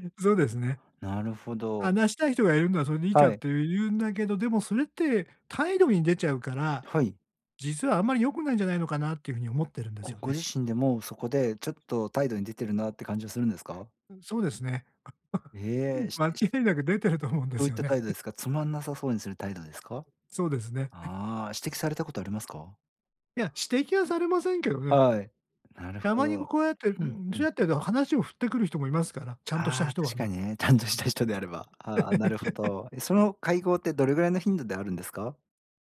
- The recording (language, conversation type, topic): Japanese, advice, グループの会話に自然に入るにはどうすればいいですか？
- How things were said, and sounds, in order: laugh; laughing while speaking: "ちゃんとした人であれば"; laugh